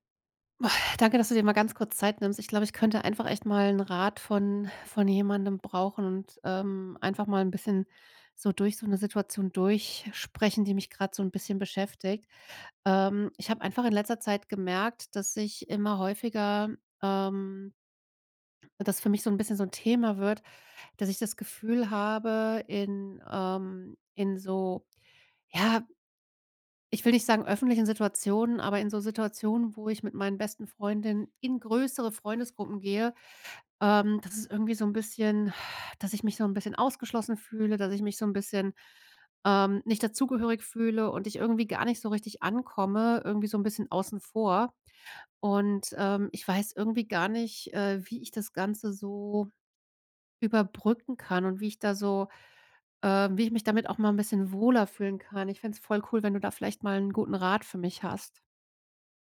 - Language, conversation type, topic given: German, advice, Warum fühle ich mich auf Partys und Feiern oft ausgeschlossen?
- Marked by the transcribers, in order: exhale; exhale